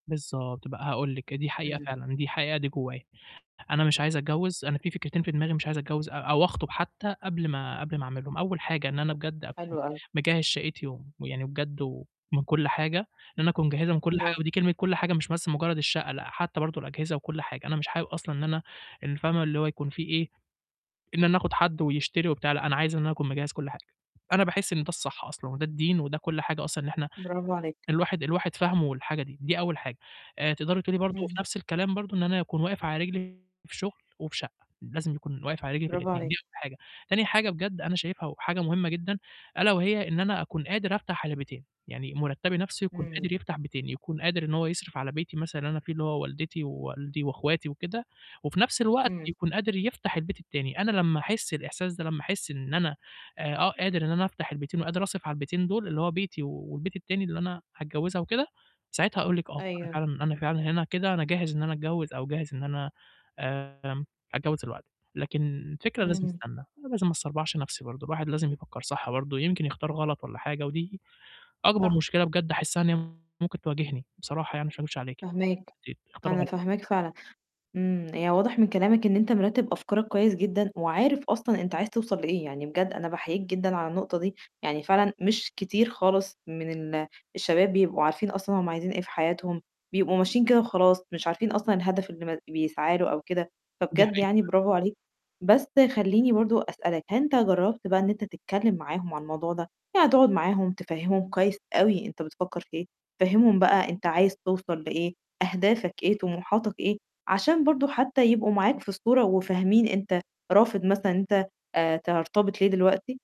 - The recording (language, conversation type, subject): Arabic, advice, إزاي أتعامل مع ضغط أهلي إني أتجوز بسرعة وفي نفس الوقت أختار شريك مناسب؟
- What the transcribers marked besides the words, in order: static; distorted speech; unintelligible speech